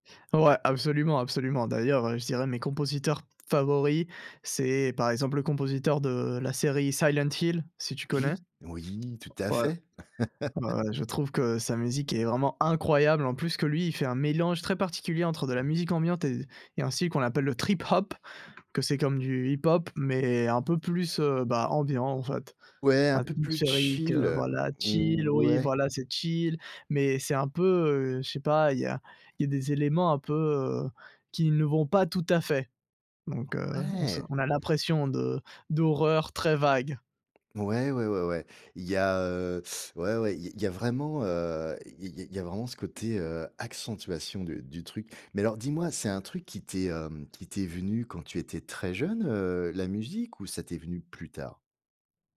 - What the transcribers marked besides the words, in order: tapping; laugh; stressed: "incroyable"; put-on voice: "trip hop"; other background noise; stressed: "Ouais"
- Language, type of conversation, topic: French, podcast, Quel rôle la musique joue-t-elle dans ton attention ?
- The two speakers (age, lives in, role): 20-24, France, guest; 45-49, France, host